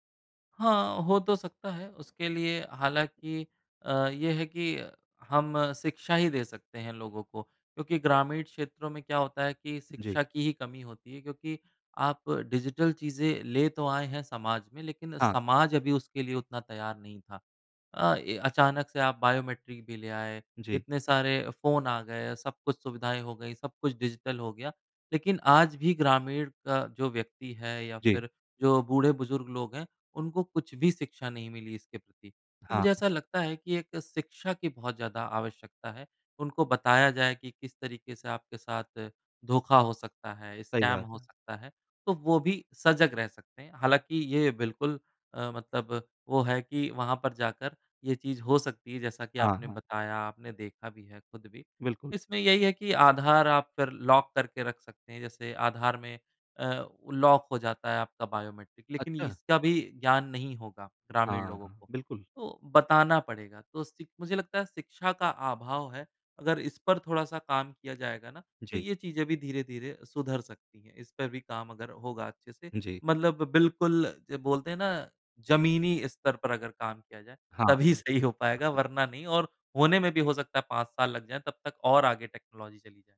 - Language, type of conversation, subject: Hindi, podcast, पासवर्ड और ऑनलाइन सुरक्षा के लिए आपकी आदतें क्या हैं?
- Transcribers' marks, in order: in English: "डिजिटल"; in English: "बायोमेट्रिक"; in English: "डिजिटल"; in English: "स्कैम"; in English: "लॉक"; in English: "लॉक"; in English: "बायोमेट्रिक"; unintelligible speech; in English: "टेक्नोलॉज़ी"